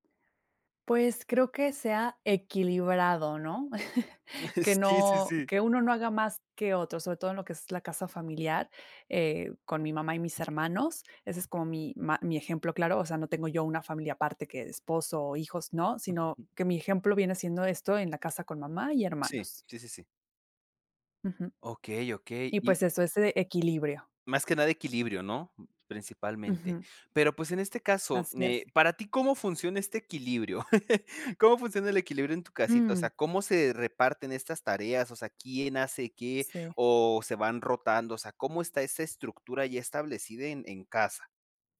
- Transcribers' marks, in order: chuckle; laughing while speaking: "Sí, sí, sí"; other noise; chuckle
- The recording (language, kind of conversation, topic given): Spanish, podcast, ¿Qué esperan las familias del reparto de las tareas domésticas?